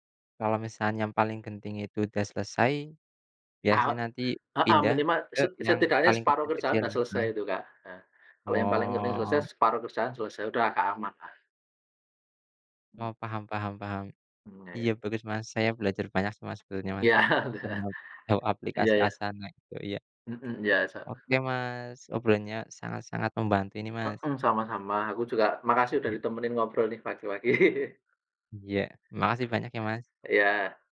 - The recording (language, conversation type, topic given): Indonesian, unstructured, Bagaimana cara kamu mengatur waktu agar lebih produktif?
- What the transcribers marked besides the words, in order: drawn out: "Oh"; other background noise; chuckle; laugh